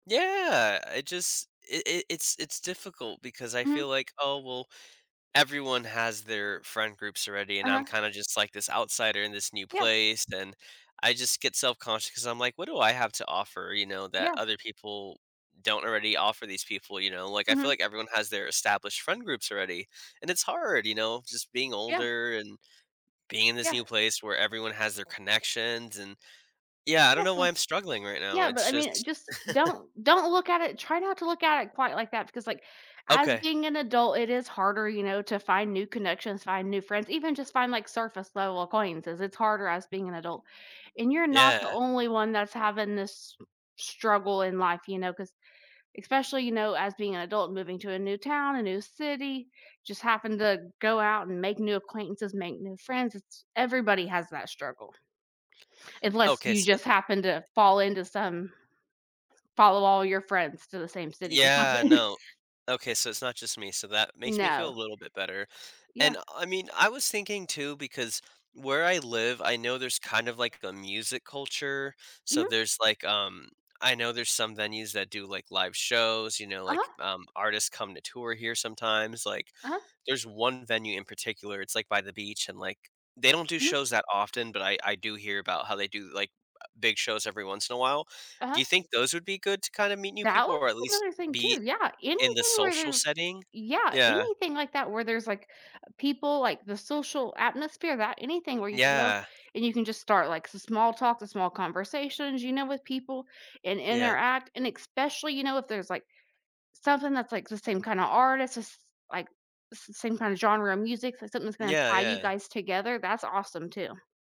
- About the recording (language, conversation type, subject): English, advice, How can I make friends in a new city?
- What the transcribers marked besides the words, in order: laugh; tapping; other background noise; laughing while speaking: "something"